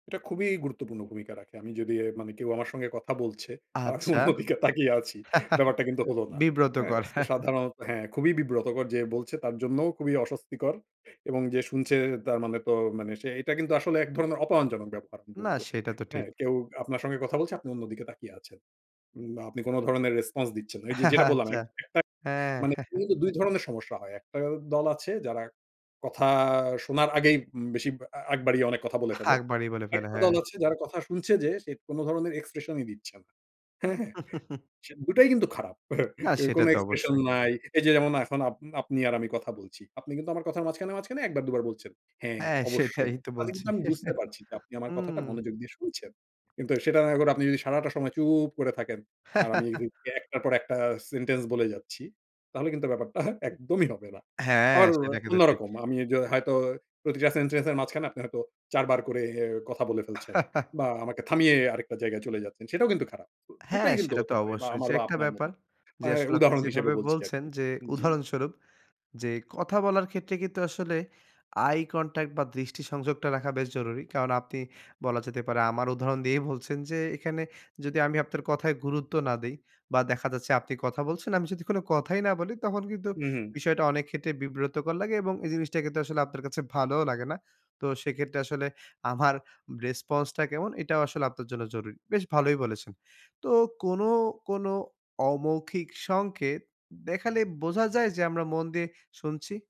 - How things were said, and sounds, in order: laughing while speaking: "আমি অন্য দিকে তাকিয়ে আছি"; chuckle; chuckle; laughing while speaking: "আচ্ছা, হ্যাঁ"; chuckle; laughing while speaking: "হ্যাঁ?"; chuckle; tapping; laughing while speaking: "সেটাই তো বলছি"; chuckle; chuckle; laughing while speaking: "ব্যাপারটা একদমই হবে না"; chuckle
- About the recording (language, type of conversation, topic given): Bengali, podcast, শোনার মাধ্যমে কীভাবে দ্রুত বিশ্বাস গড়ে তোলা যায়?